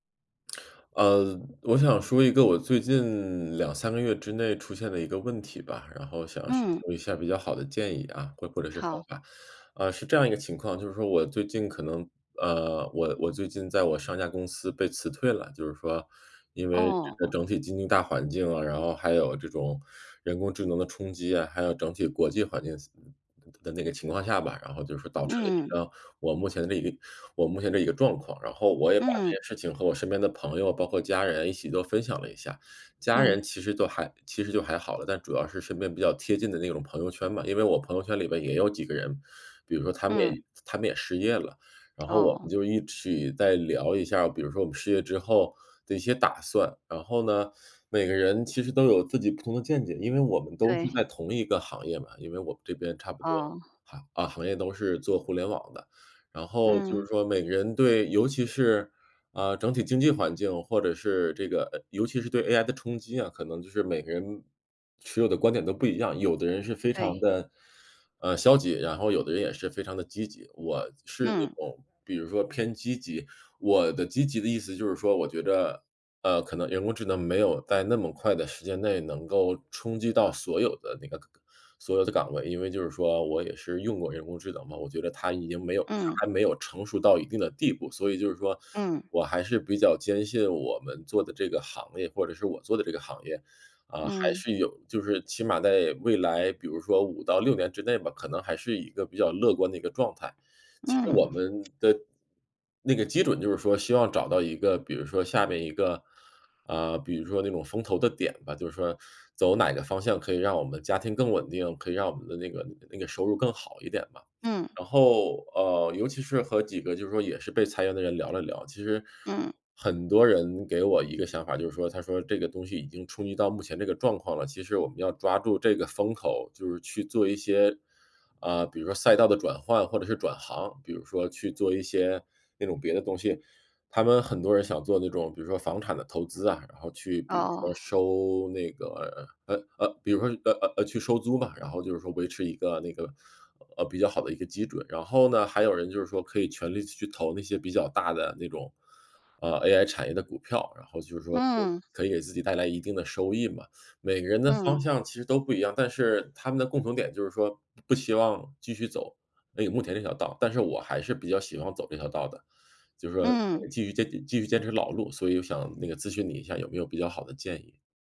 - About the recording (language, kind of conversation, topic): Chinese, advice, 我该如何在群体压力下坚持自己的信念？
- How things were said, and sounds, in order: lip smack; other background noise; other noise